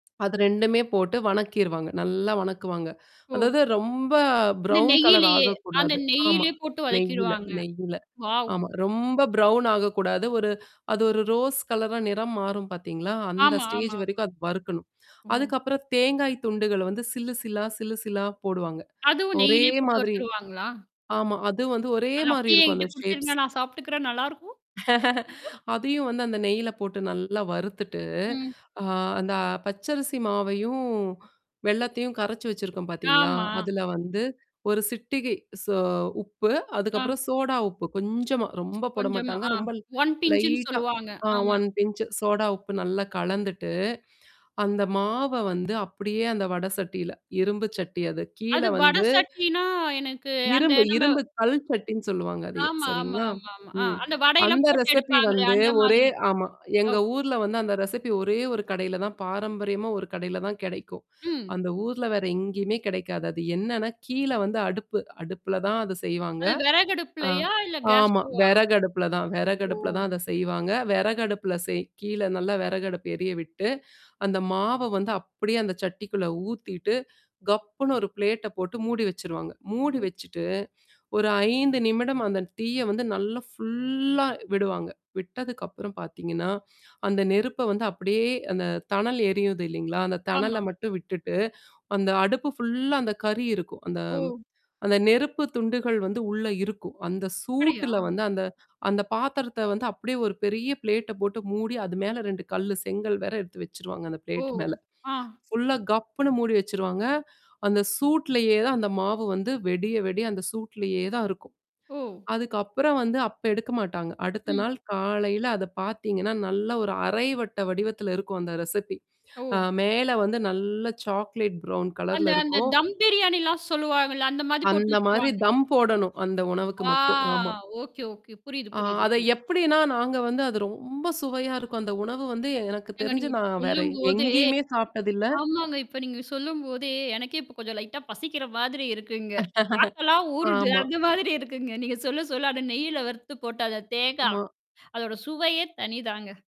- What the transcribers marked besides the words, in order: static; surprised: "வாவ்!"; distorted speech; other background noise; mechanical hum; in English: "ஷேப்ஸ்"; laugh; tapping; other noise; in English: "லைட்டா ஆ ஒன் பின்ச்சு"; in English: "ஒன் பின்ச்சுன்னு"; in English: "ரெசிபி"; drawn out: "ஃபுல்லா"; "விடிய, விடிய" said as "வெடிய, வெடிய"; in English: "ரெசிபி"; in English: "சாக்லேட் பரவுன்"; drawn out: "ஆ"; drawn out: "ரொம்ப"; laugh
- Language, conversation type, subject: Tamil, podcast, சொந்தக் குடும்ப சமையல் குறிப்புகளை குழந்தைகளுக்கு நீங்கள் எப்படிக் கற்பிக்கிறீர்கள்?